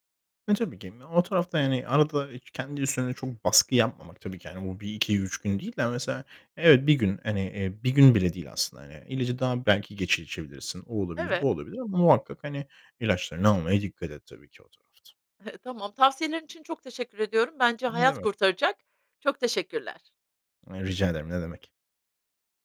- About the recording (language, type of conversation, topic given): Turkish, advice, İlaçlarınızı veya takviyelerinizi düzenli olarak almamanızın nedeni nedir?
- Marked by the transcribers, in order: chuckle